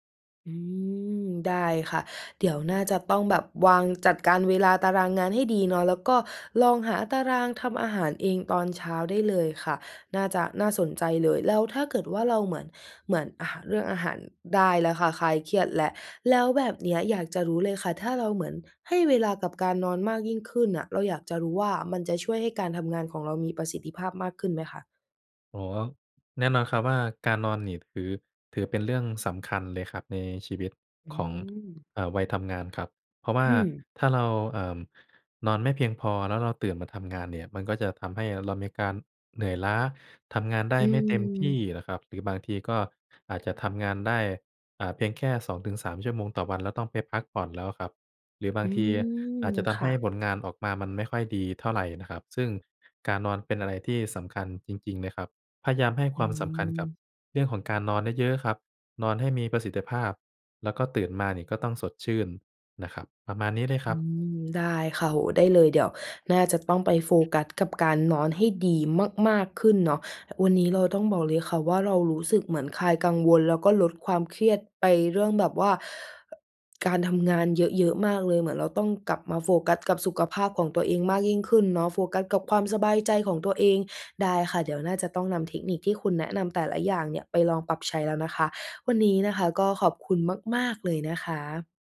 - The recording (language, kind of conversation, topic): Thai, advice, คุณรู้สึกหมดไฟและเหนื่อยล้าจากการทำงานต่อเนื่องมานาน ควรทำอย่างไรดี?
- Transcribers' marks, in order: throat clearing; other background noise